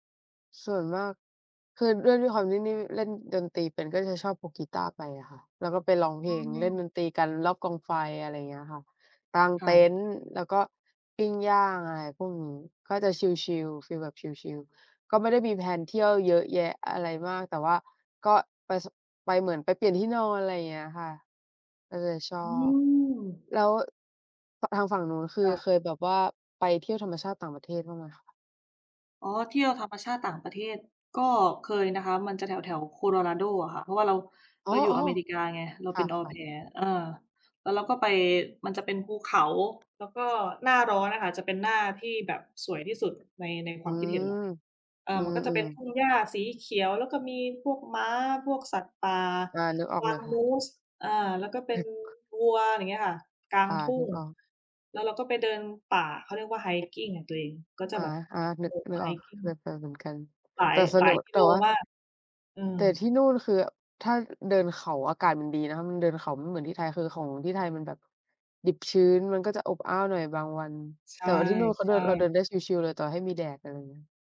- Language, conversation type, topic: Thai, unstructured, คุณชอบไปเที่ยวธรรมชาติที่ไหนมากที่สุด?
- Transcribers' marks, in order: in English: "แพลน"; tapping; other noise